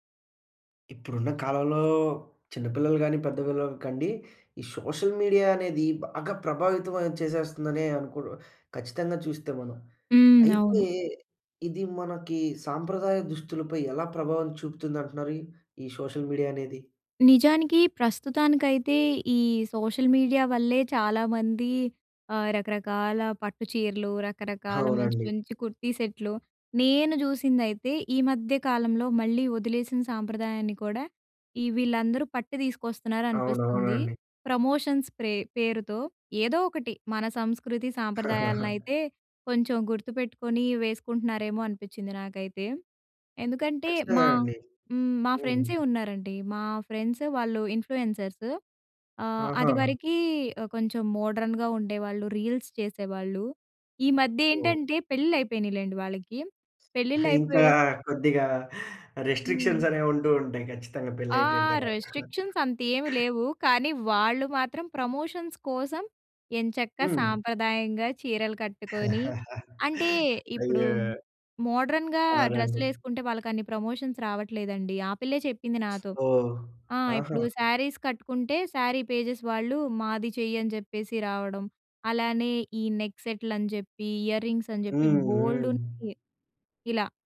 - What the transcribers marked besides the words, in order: in English: "సోషల్ మీడియా"; tapping; in English: "సోషల్ మీడియా"; in English: "సోషల్ మీడియా"; in English: "ప్రమోషన్స్"; chuckle; in English: "ఫ్రెండ్స్"; in English: "ఇన్‌ఫ్లుయెన్సర్స్"; in English: "మోడ్రన్‌గా"; in English: "రీల్స్"; giggle; in English: "రిస్ట్రిక్షన్స్"; in English: "రిస్ట్రిక్షన్స్"; chuckle; in English: "ప్రమోషన్స్"; laugh; in English: "మోడ్రన్‌గా"; in English: "ప్రమోషన్స్"; other noise; in English: "శారీస్"; in English: "శారీ పేజెస్"; in English: "నెక్ సెట్‌లని"; in English: "ఇయర్ రింగ్స్"
- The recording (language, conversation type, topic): Telugu, podcast, సోషల్ మీడియా సంప్రదాయ దుస్తులపై ఎలా ప్రభావం చూపుతోంది?